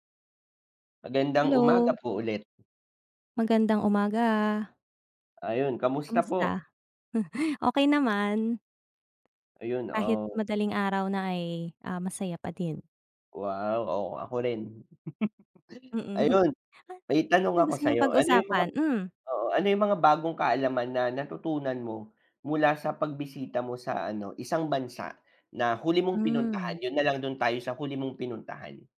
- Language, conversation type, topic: Filipino, unstructured, Ano ang mga bagong kaalaman na natutuhan mo sa pagbisita mo sa [bansa]?
- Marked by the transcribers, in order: tapping; chuckle; chuckle